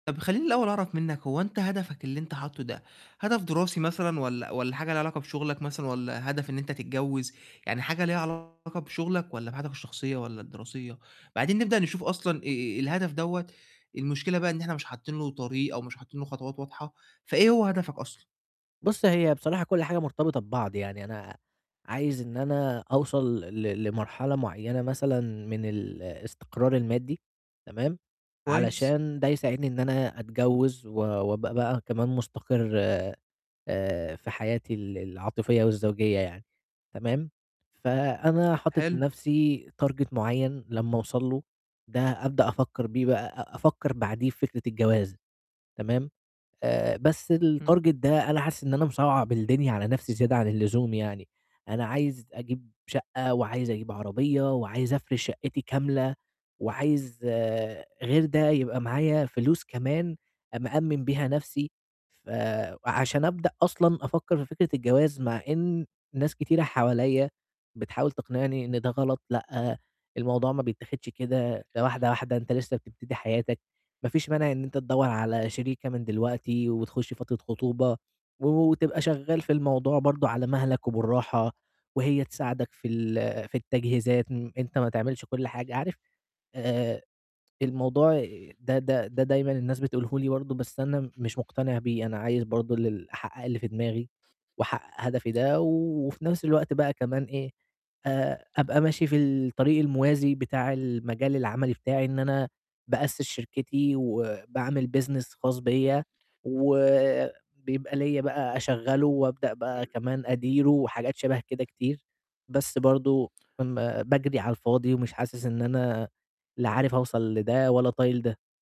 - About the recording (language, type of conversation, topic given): Arabic, advice, إزاي أقدر أحدد أهداف واقعية وقابلة للقياس من غير ما أحس بإرهاق؟
- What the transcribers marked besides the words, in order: distorted speech; in English: "target"; in English: "الtarget"; tapping; in English: "business"; other background noise; other noise